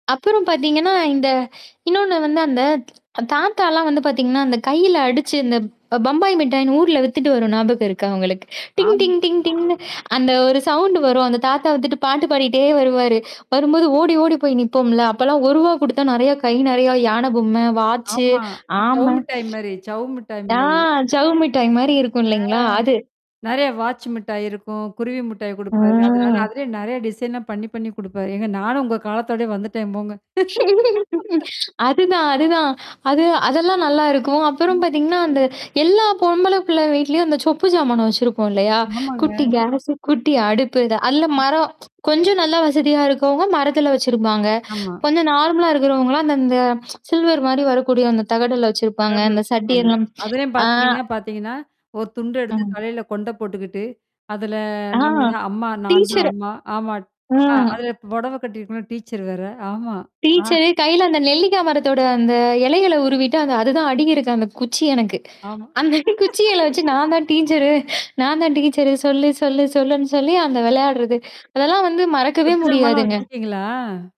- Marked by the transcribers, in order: joyful: "இந்த இன்னொன்னு வந்து அந்த தாத்தாலாம் … இருக்கும் இல்லைங்களா? அது?"; tapping; other background noise; static; other noise; drawn out: "ஆ"; mechanical hum; drawn out: "ம்"; laugh; tsk; in English: "நார்மலா"; tsk; background speech; laughing while speaking: "அந்த"; laugh; surprised: "செப்பு ஜமாலாம் வச்சிருக்கீங்களா?"
- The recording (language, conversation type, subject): Tamil, podcast, சிறுவயதில் நீங்கள் அடிக்கடி விளையாடிய விளையாட்டு எது?